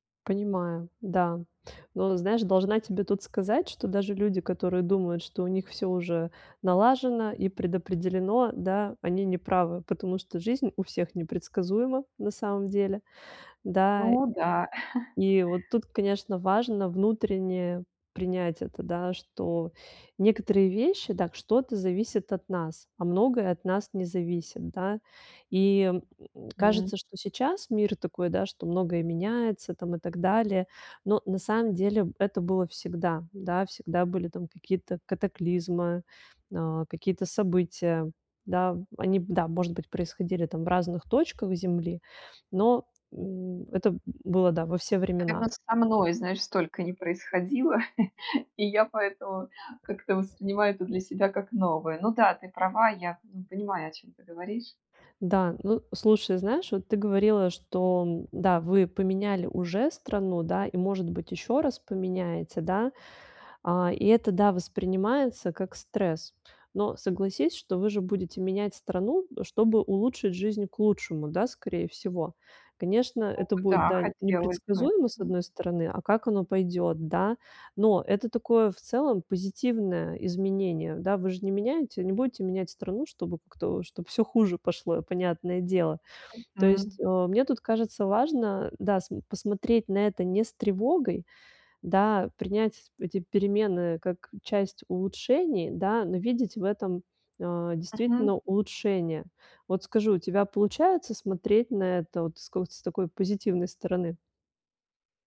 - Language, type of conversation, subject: Russian, advice, Как перестать бороться с тревогой и принять её как часть себя?
- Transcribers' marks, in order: chuckle; chuckle; other background noise